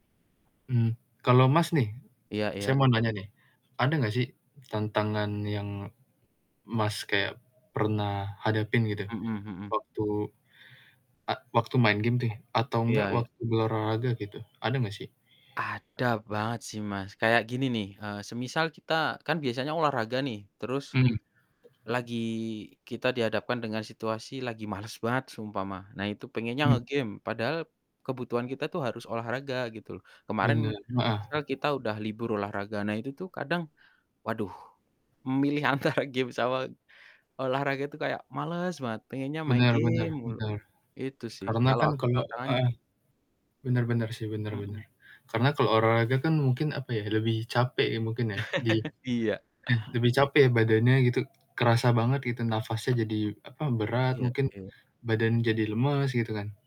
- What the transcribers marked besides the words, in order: static; tapping; other background noise; stressed: "Ada"; distorted speech; laughing while speaking: "antara"; laugh
- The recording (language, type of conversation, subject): Indonesian, unstructured, Mana yang lebih Anda nikmati: bermain gim video atau berolahraga di luar ruangan?